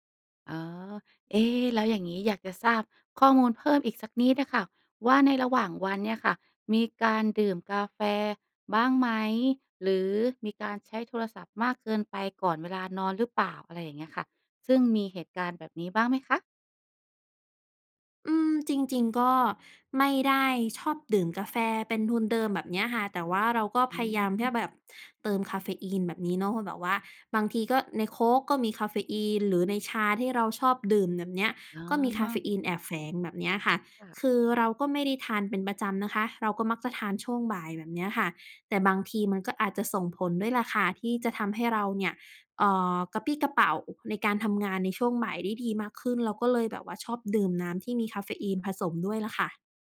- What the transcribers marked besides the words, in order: none
- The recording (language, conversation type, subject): Thai, advice, ฉันควรทำอย่างไรดีเมื่อฉันนอนไม่เป็นเวลาและตื่นสายบ่อยจนส่งผลต่องาน?